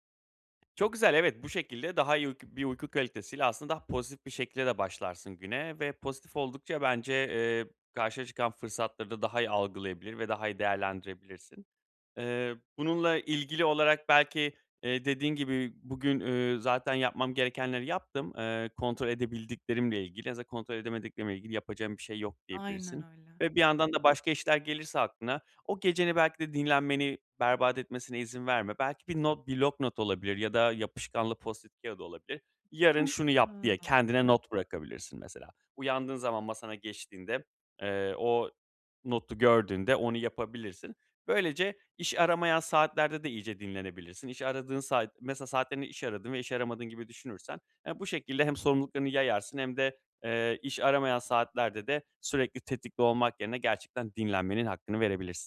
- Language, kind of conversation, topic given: Turkish, advice, Gün içinde bunaldığım anlarda hızlı ve etkili bir şekilde nasıl topraklanabilirim?
- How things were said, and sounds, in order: tapping; other background noise